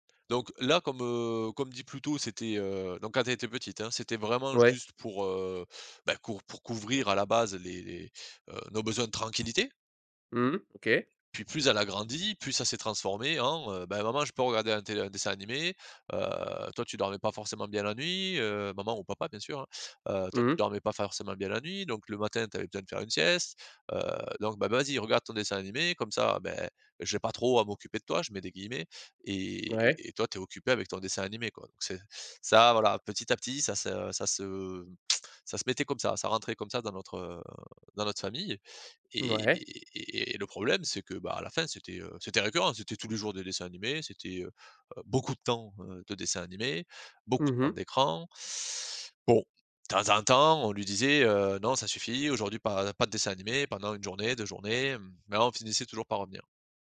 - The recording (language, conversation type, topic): French, podcast, Comment gères-tu le temps d’écran en famille ?
- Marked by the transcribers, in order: drawn out: "nuit"; lip smack; drawn out: "Et"; stressed: "beaucoup de temps"; teeth sucking; other background noise